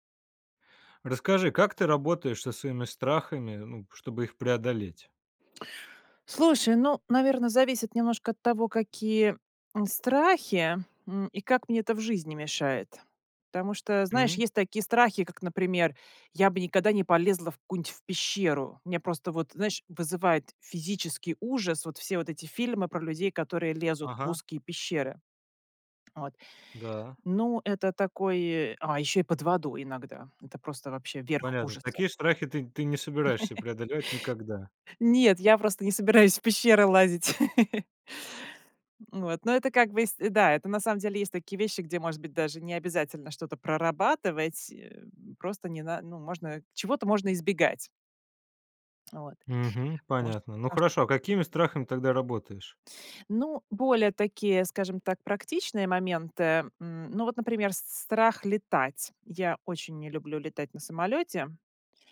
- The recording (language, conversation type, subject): Russian, podcast, Как ты работаешь со своими страхами, чтобы их преодолеть?
- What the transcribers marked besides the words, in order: laugh; laughing while speaking: "в пещеры лазить"; laugh; tapping